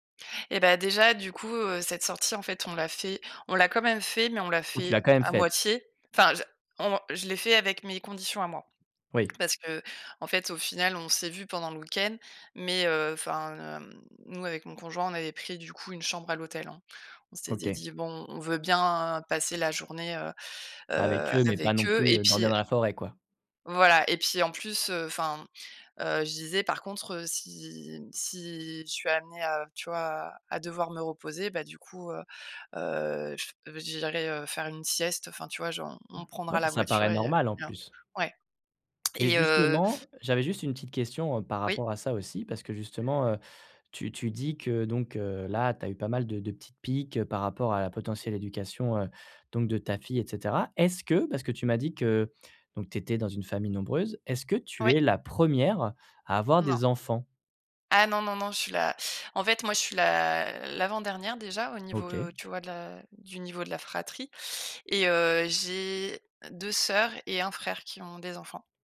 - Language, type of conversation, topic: French, advice, Comment concilier mes valeurs personnelles avec les attentes de ma famille sans me perdre ?
- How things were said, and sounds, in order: none